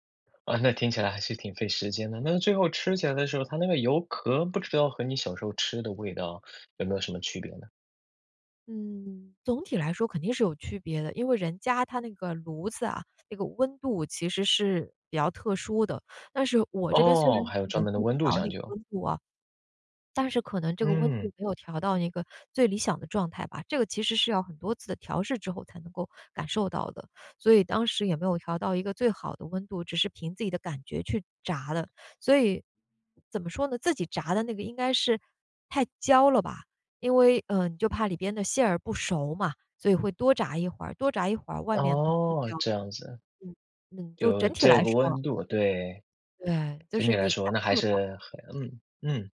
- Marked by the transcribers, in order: teeth sucking; other background noise
- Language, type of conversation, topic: Chinese, podcast, 你最喜欢的本地小吃是哪一种，为什么？